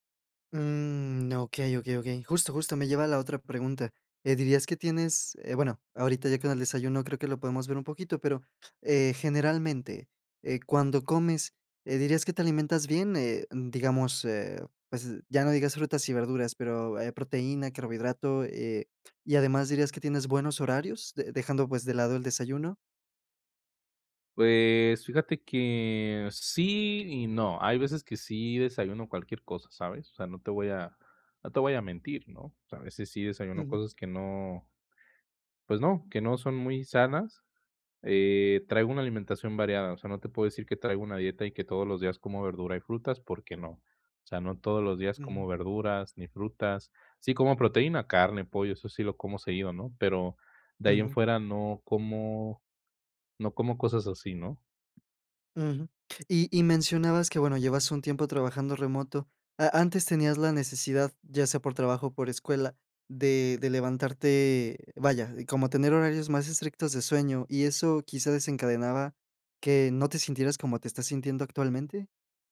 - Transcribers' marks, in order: tapping
- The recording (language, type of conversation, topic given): Spanish, advice, ¿Cómo puedo saber si estoy entrenando demasiado y si estoy demasiado cansado?